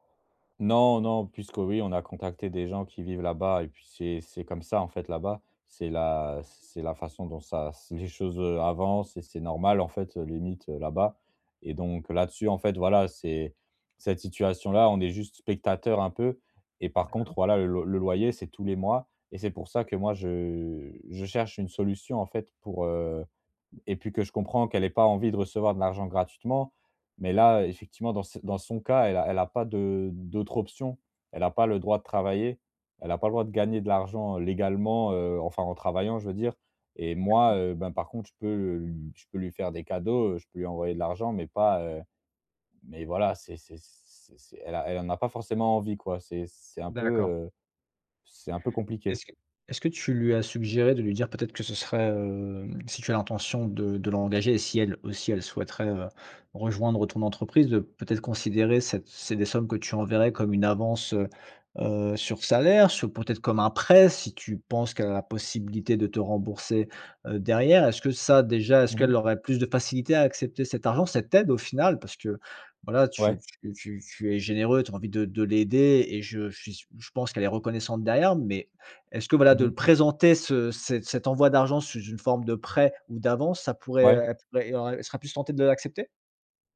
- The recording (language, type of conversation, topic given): French, advice, Comment aider quelqu’un en transition tout en respectant son autonomie ?
- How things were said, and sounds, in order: stressed: "prêt"